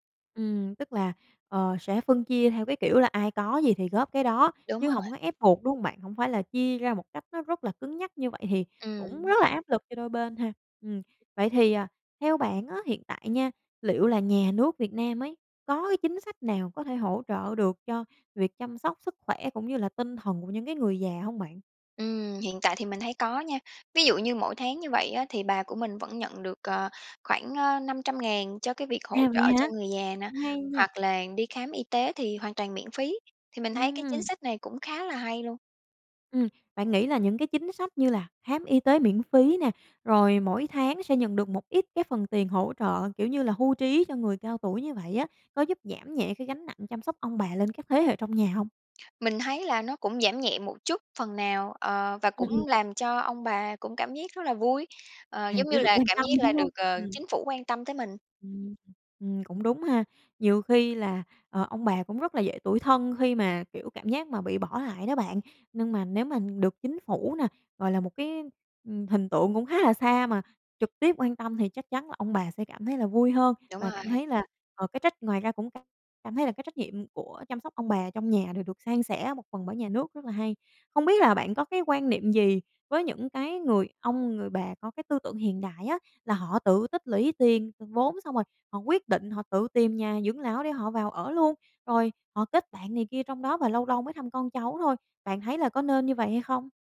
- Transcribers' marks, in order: tapping; laughing while speaking: "quan tâm"
- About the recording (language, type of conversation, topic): Vietnamese, podcast, Bạn thấy trách nhiệm chăm sóc ông bà nên thuộc về thế hệ nào?